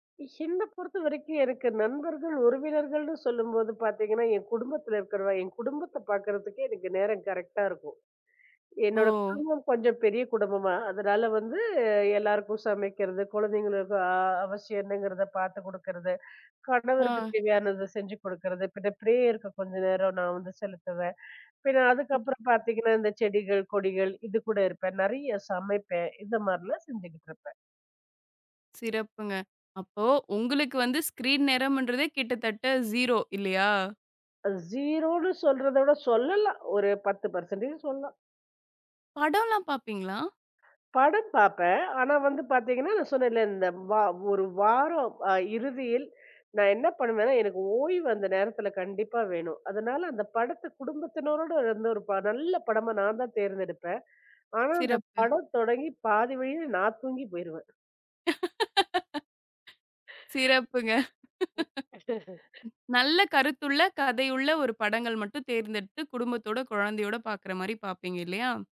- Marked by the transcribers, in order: other background noise; other noise; tapping; in English: "ஸ்கிரீன்"; in English: "பர்சன்டேஜ்"; laugh; laugh
- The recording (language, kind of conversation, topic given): Tamil, podcast, ஸ்கிரீன் நேரத்தை சமநிலையாக வைத்துக்கொள்ள முடியும் என்று நீங்கள் நினைக்கிறீர்களா?